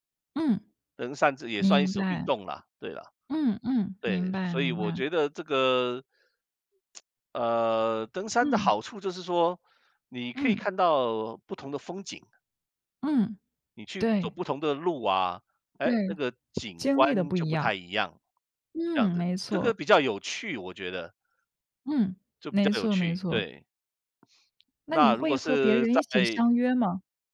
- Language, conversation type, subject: Chinese, unstructured, 运动时你最喜欢做什么活动？为什么？
- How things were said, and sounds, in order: lip smack; tapping